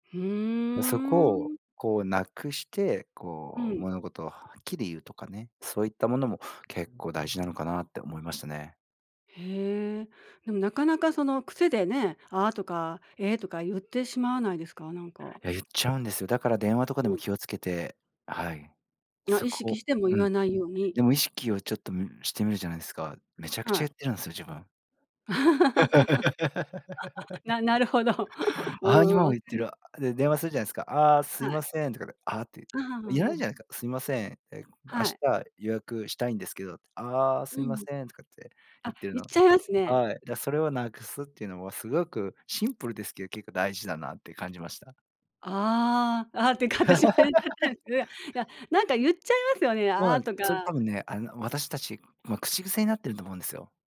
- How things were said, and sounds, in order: other noise; laugh; other background noise; laughing while speaking: "ああ、っていうか私も言っちゃ"; laugh; unintelligible speech
- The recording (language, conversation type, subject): Japanese, podcast, ビデオ会議で好印象を与えるには、どんな点に気をつければよいですか？